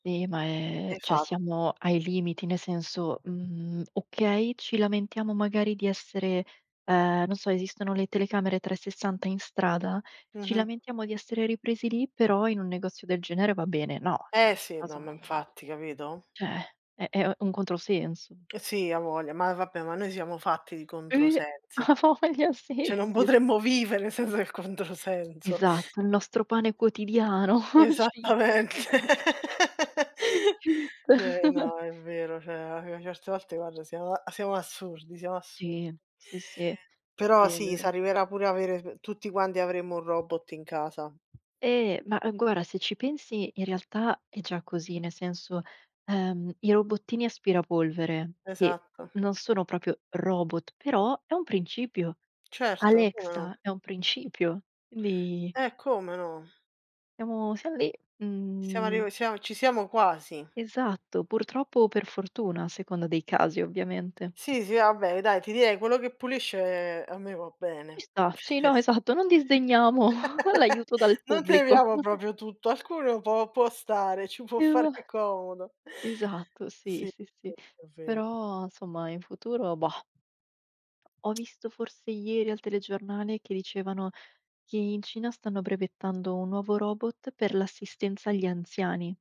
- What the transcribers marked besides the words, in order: "cioè" said as "ceh"; "Esa" said as "efa"; tapping; "cioè" said as "ceh"; "cioè" said as "ceh"; laughing while speaking: "a voglia sì, sì, s"; "Cioè" said as "ceh"; laughing while speaking: "potremmo vivere senza il controsenso"; laughing while speaking: "Esattamente"; chuckle; laughing while speaking: "cit"; laugh; "Cioè" said as "ceh"; chuckle; "cioè" said as "ceh"; laughing while speaking: "Cit"; chuckle; background speech; "guarda" said as "guara"; "proprio" said as "propio"; "vabbè" said as "abbè"; chuckle; other background noise; laugh; chuckle; "proprio" said as "propio"; chuckle; yawn; laughing while speaking: "fare"; lip smack
- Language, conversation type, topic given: Italian, unstructured, Hai mai provato tristezza per la perdita di posti di lavoro a causa della tecnologia?